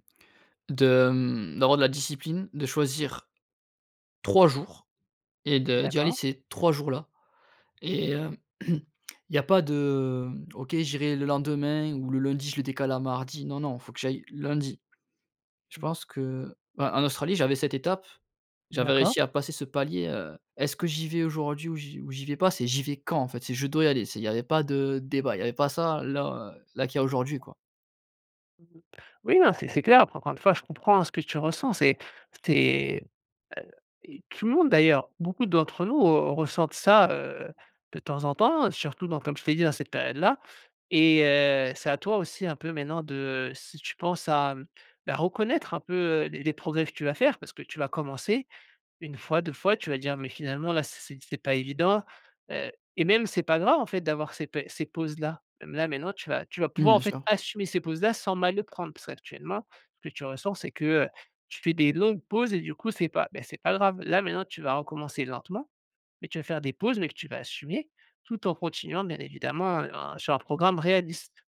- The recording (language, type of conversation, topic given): French, advice, Comment expliquer que vous ayez perdu votre motivation après un bon départ ?
- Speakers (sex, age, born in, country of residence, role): male, 30-34, France, France, user; male, 35-39, France, France, advisor
- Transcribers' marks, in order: throat clearing; stressed: "quand"; other background noise; unintelligible speech; stressed: "ça"; stressed: "assumer"